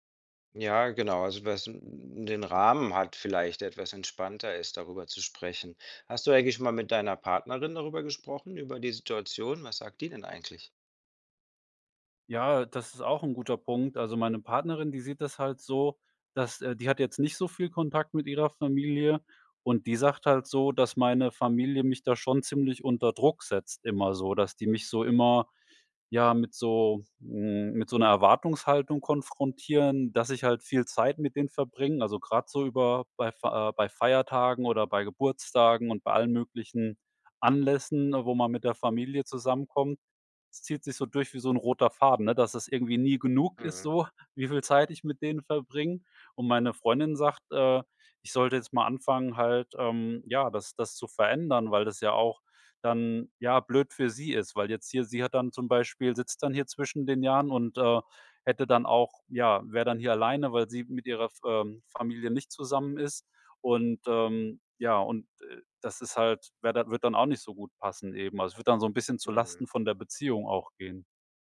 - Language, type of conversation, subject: German, advice, Wie kann ich einen Streit über die Feiertagsplanung und den Kontakt zu Familienmitgliedern klären?
- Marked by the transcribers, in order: none